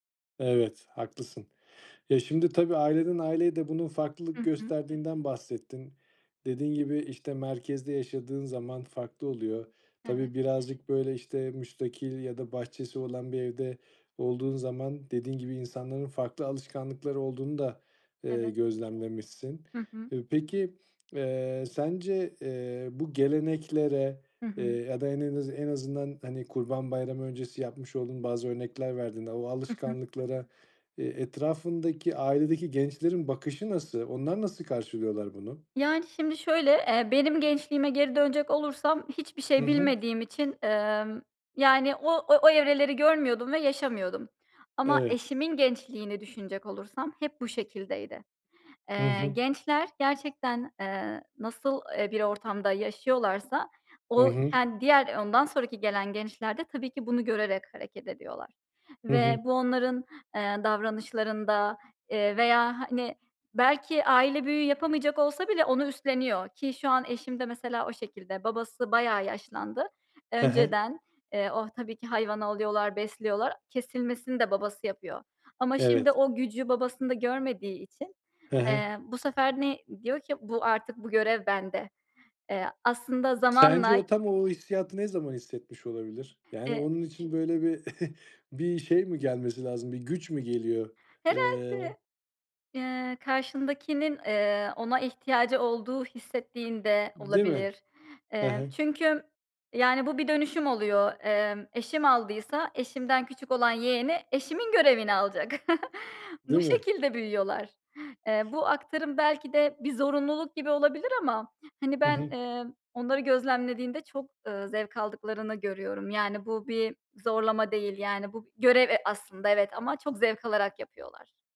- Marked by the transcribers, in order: lip smack; other noise; chuckle; joyful: "Herhâlde"; chuckle; tapping
- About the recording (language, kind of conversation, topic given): Turkish, podcast, Bayramlarda ya da kutlamalarda seni en çok etkileyen gelenek hangisi?
- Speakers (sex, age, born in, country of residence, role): female, 30-34, Turkey, United States, guest; male, 35-39, Turkey, Austria, host